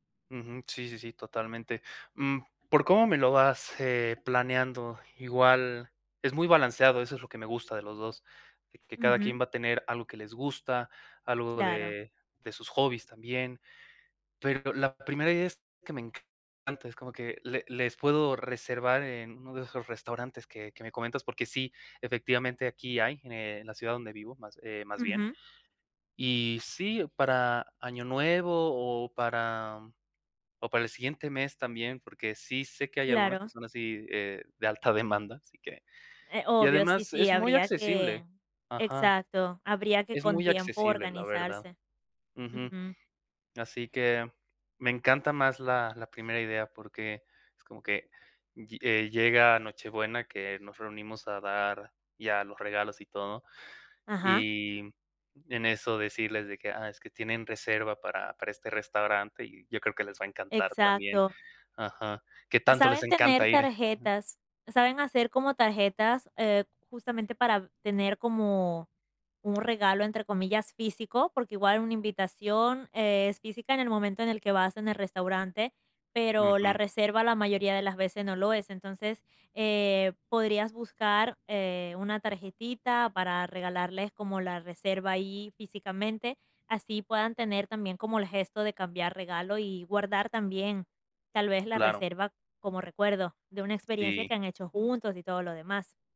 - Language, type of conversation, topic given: Spanish, advice, ¿Cómo puedo comprar regalos memorables sin gastar demasiado?
- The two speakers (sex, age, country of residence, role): female, 20-24, United States, advisor; male, 20-24, Mexico, user
- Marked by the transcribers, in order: tapping; other noise; other background noise